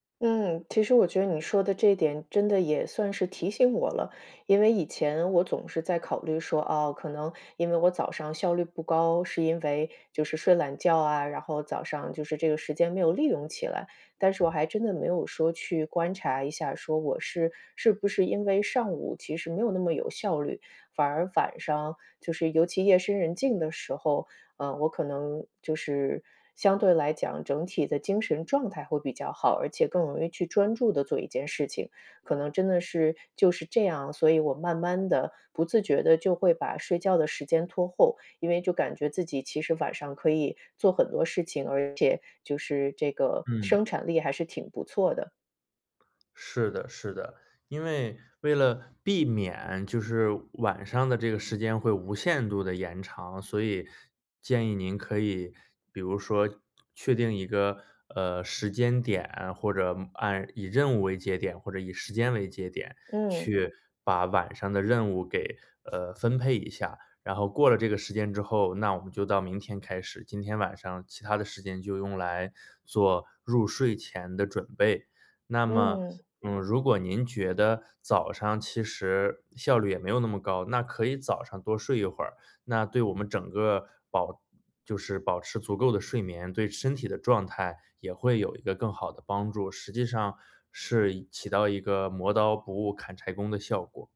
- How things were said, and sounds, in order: other background noise; stressed: "避免"
- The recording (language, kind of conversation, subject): Chinese, advice, 为什么我很难坚持早睡早起的作息？